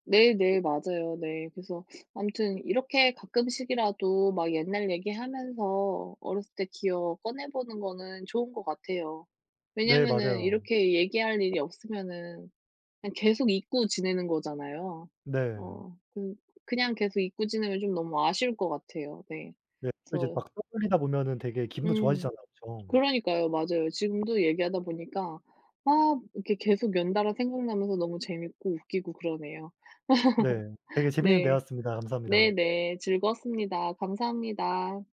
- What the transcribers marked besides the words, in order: sniff; tapping; laugh
- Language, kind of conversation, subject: Korean, unstructured, 어린 시절에 가장 기억에 남는 순간은 무엇인가요?